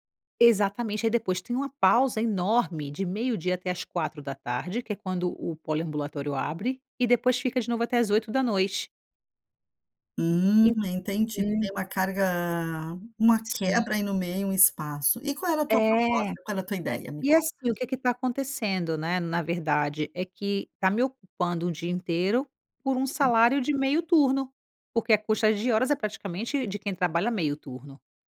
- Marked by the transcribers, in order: none
- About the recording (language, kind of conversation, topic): Portuguese, advice, Como posso negociar com meu chefe a redução das minhas tarefas?